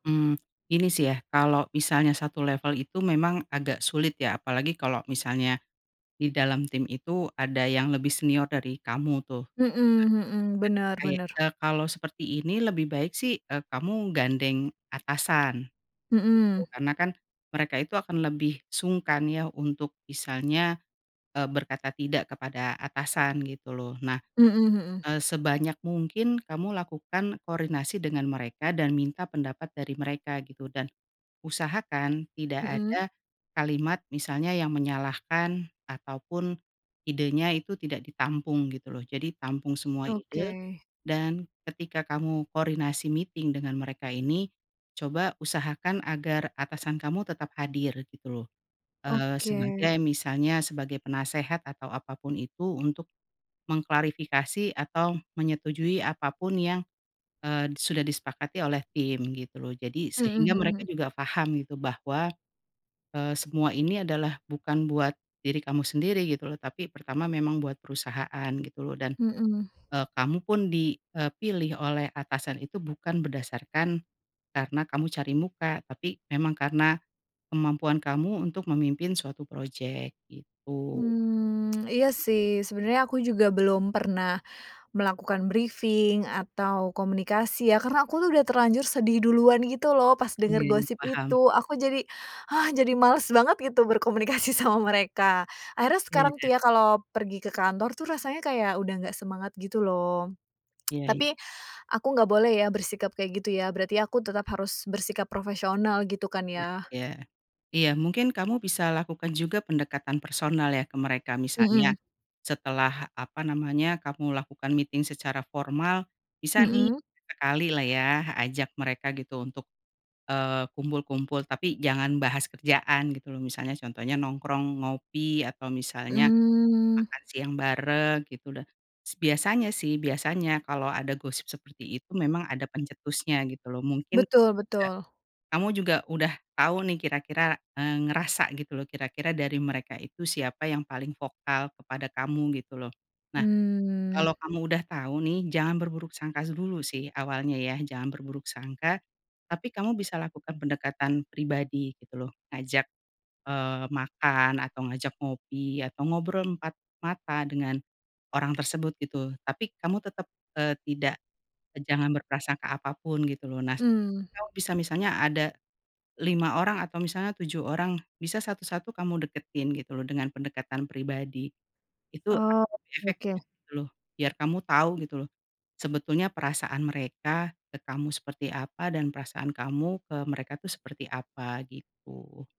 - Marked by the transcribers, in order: in English: "meeting"; other background noise; tsk; laughing while speaking: "berkomunikasi"; lip smack; in English: "meeting"
- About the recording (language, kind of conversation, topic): Indonesian, advice, Bagaimana Anda menghadapi gosip atau fitnah di lingkungan kerja?